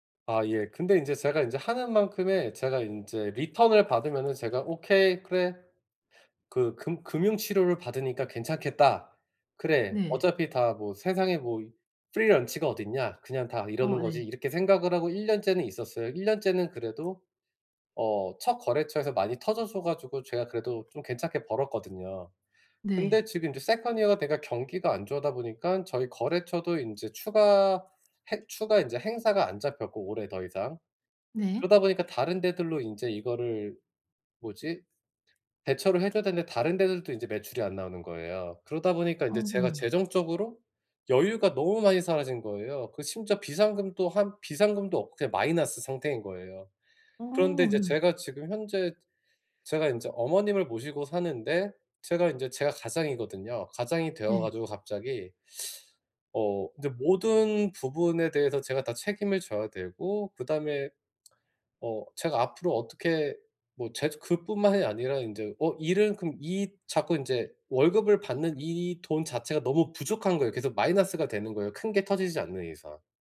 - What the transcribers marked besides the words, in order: other background noise; in English: "리턴을"; in English: "free lunch가"; tapping; in English: "second year가"; teeth sucking
- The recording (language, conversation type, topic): Korean, advice, 언제 직업을 바꾸는 것이 적기인지 어떻게 판단해야 하나요?